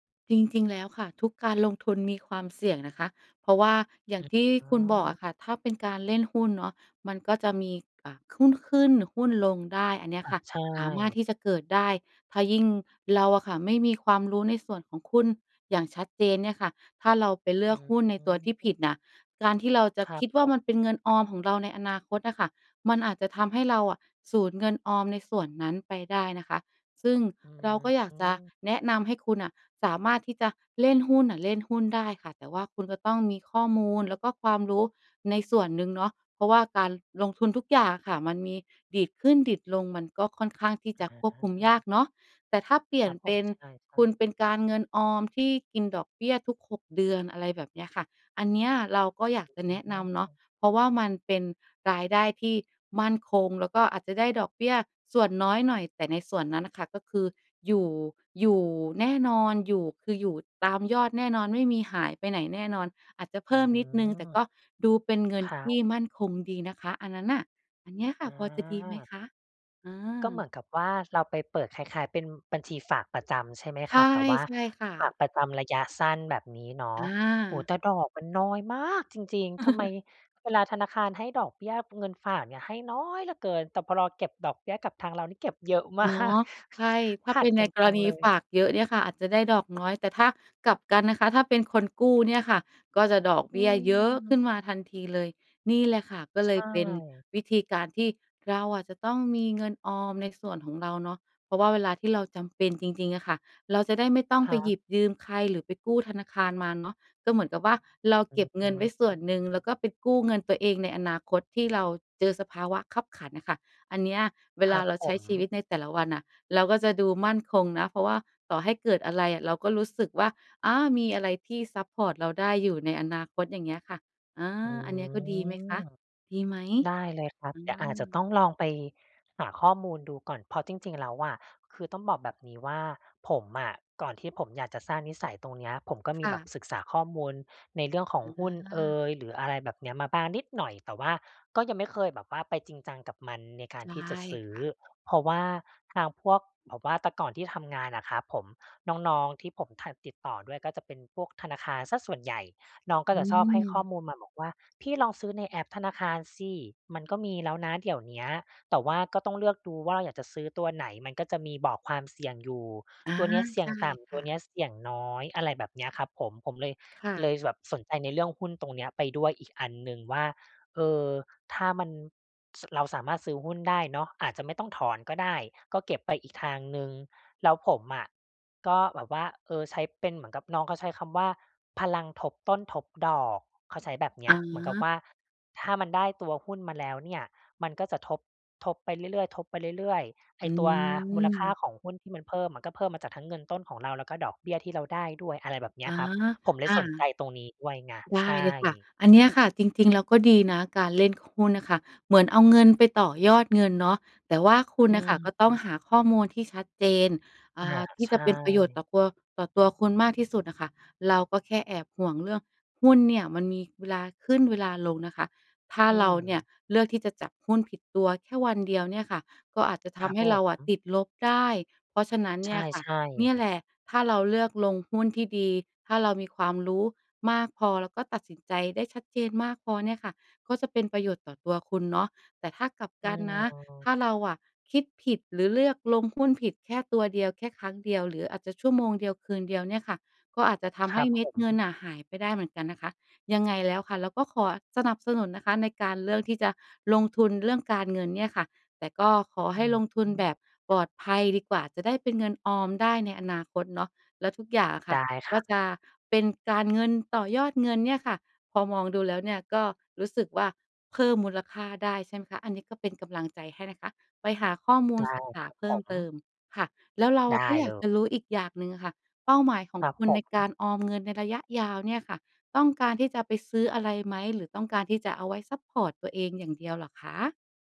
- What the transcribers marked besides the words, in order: stressed: "น้อยมาก"; chuckle; stressed: "น้อย"; chuckle; tapping; drawn out: "อืม"
- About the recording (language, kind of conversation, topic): Thai, advice, จะเริ่มสร้างนิสัยออมเงินอย่างยั่งยืนควบคู่กับการลดหนี้ได้อย่างไร?